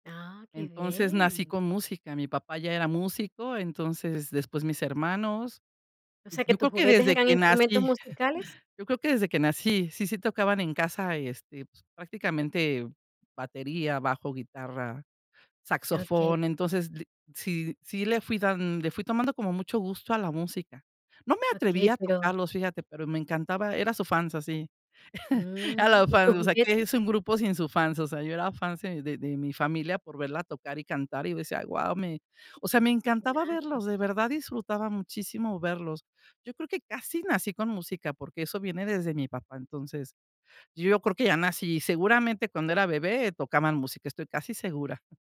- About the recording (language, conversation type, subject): Spanish, podcast, ¿Por qué te apasiona la música?
- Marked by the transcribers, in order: chuckle; tapping; laugh; other noise